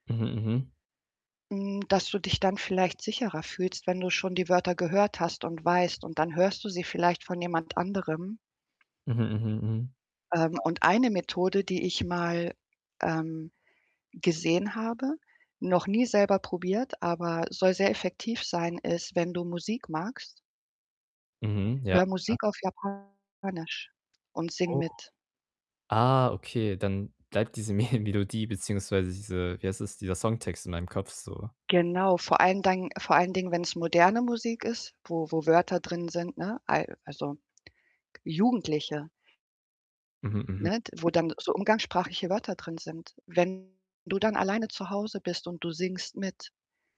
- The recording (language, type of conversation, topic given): German, advice, Wie kann ich nach einem Misserfolg meine Zweifel an den eigenen Fähigkeiten überwinden und wieder Selbstvertrauen gewinnen?
- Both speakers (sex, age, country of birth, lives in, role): female, 40-44, Germany, Portugal, advisor; male, 18-19, Germany, Germany, user
- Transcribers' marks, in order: static; distorted speech; other background noise; laughing while speaking: "Me"; "Dingen" said as "Dangen"